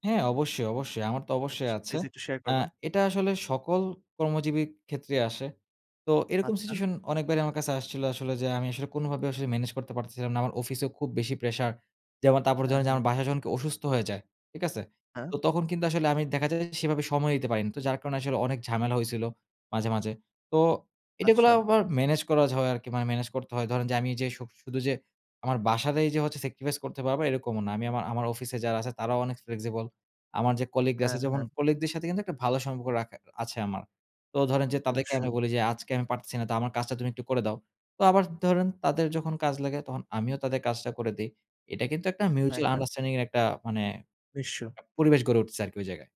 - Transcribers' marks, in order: "করা" said as "করাজ"; in English: "Flexible"; "নিশ্চয়" said as "নিঃস্ব"
- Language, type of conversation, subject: Bengali, podcast, কাজের ডেডলাইন আর পরিবারের জরুরি দায়িত্ব একসাথে এলে আপনি কীভাবে সামলান?